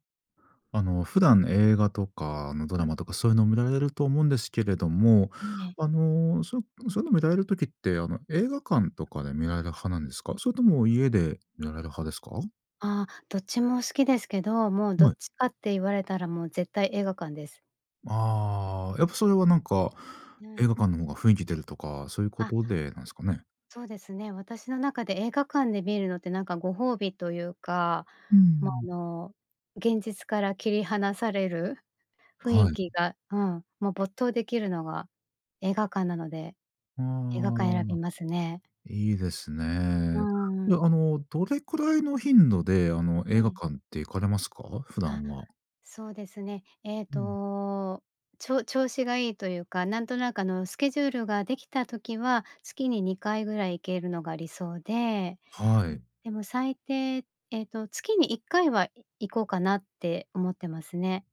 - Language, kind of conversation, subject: Japanese, podcast, 映画は映画館で観るのと家で観るのとでは、どちらが好きですか？
- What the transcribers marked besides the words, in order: "雰囲気" said as "ふいんき"